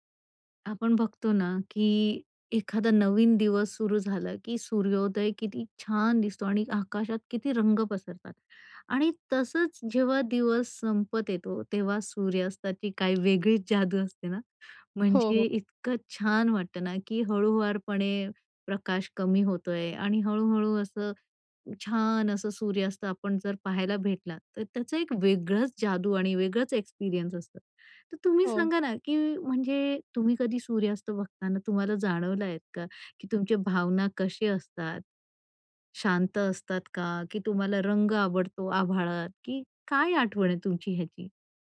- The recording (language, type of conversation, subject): Marathi, podcast, सूर्यास्त बघताना तुम्हाला कोणत्या भावना येतात?
- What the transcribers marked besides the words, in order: in English: "एक्सपिरियन्स"